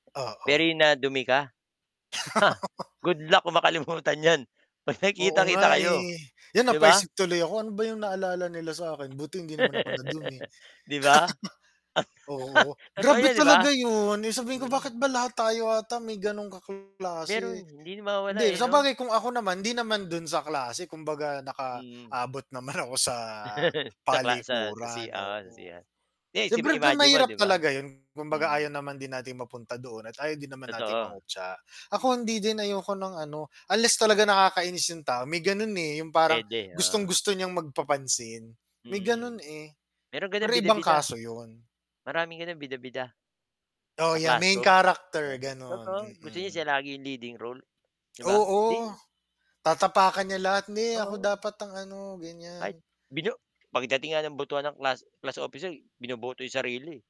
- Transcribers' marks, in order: laugh; laughing while speaking: "makalimutan yan pag nakikita-kita"; static; laugh; scoff; laugh; distorted speech; laughing while speaking: "naman ako sa"; chuckle; tapping
- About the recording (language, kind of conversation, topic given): Filipino, unstructured, Bakit maraming estudyante ang nakararanas ng diskriminasyon sa paaralan?